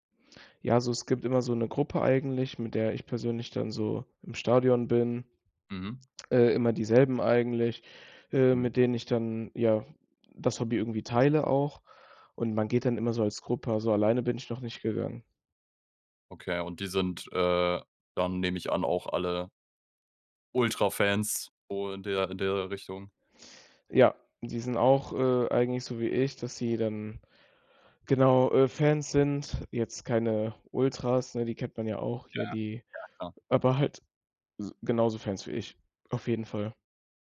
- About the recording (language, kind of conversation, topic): German, podcast, Wie hast du dein liebstes Hobby entdeckt?
- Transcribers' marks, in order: none